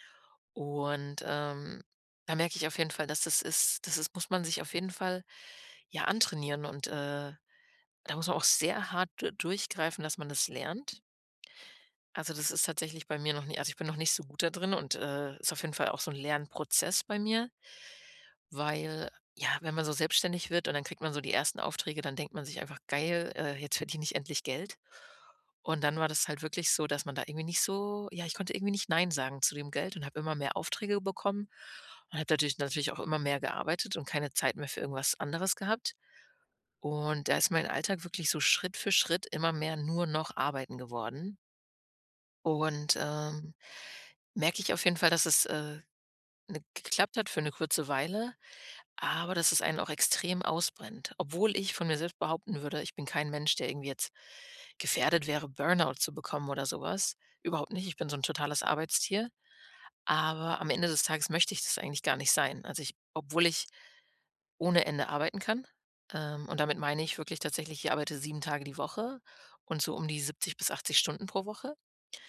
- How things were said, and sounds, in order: none
- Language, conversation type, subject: German, podcast, Wie planst du Zeit fürs Lernen neben Arbeit und Alltag?